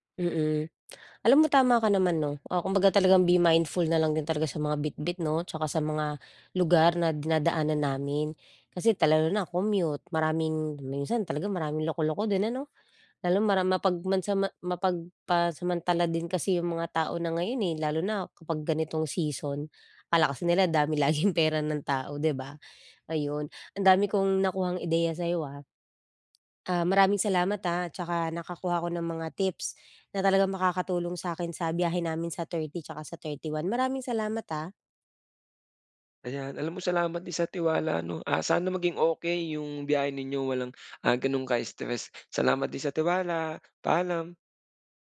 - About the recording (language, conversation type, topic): Filipino, advice, Paano ko makakayanan ang stress at abala habang naglalakbay?
- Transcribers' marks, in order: tongue click; laughing while speaking: "laging"